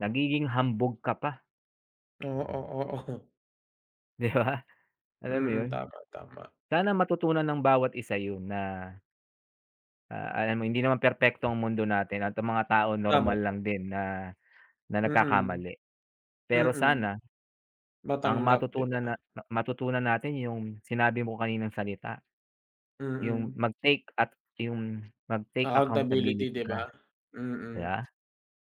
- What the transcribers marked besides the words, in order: laughing while speaking: "oo"; laughing while speaking: "Di ba?"
- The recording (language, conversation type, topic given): Filipino, unstructured, Bakit mahalaga ang pagpapatawad sa sarili at sa iba?